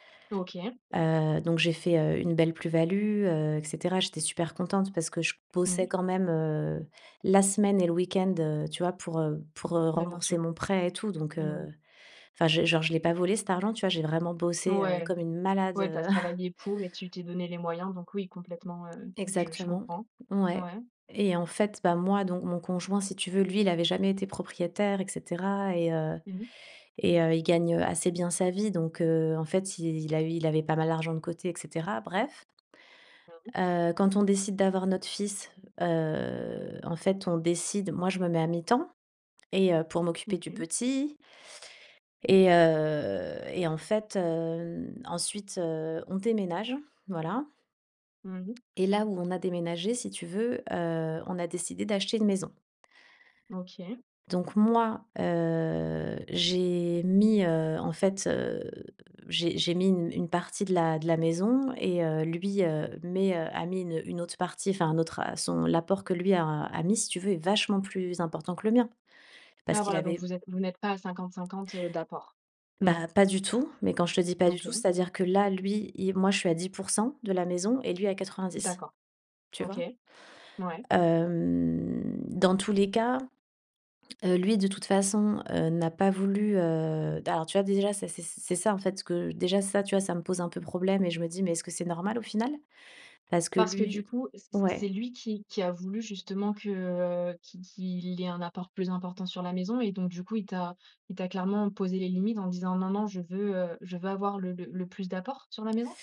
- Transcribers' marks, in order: chuckle; drawn out: "heu"; drawn out: "heu"; drawn out: "heu"; drawn out: "heu"; drawn out: "Hem"
- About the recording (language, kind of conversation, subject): French, advice, Comment gérer des disputes financières fréquentes avec mon partenaire ?